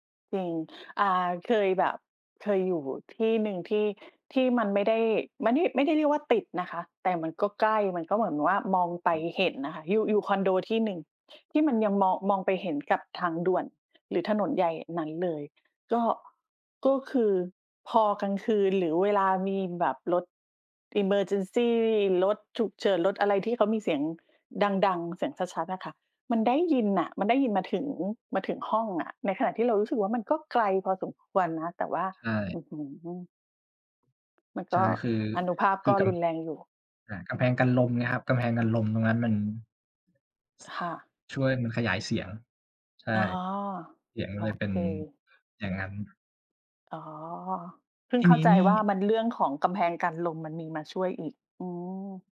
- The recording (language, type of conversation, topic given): Thai, unstructured, คุณชอบฟังเพลงระหว่างทำงานหรือชอบทำงานในความเงียบมากกว่ากัน และเพราะอะไร?
- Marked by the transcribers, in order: in English: "emergency"; other noise